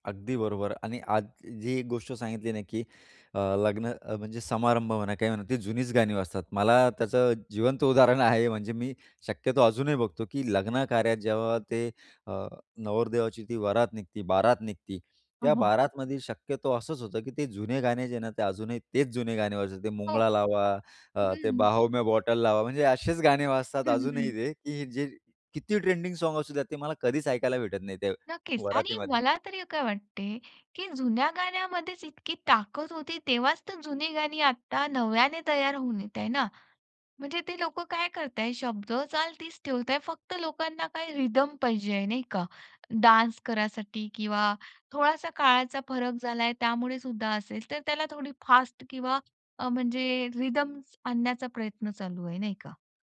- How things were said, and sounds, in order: in Hindi: "बारात"; tapping; in Hindi: "बाहों मे"; in English: "साँग्स"; in English: "रिदम"; in English: "डान्स"; in English: "रिदम"
- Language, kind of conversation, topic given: Marathi, podcast, सण-समारंभातील गाणी तुमच्या भावना कशा बदलतात?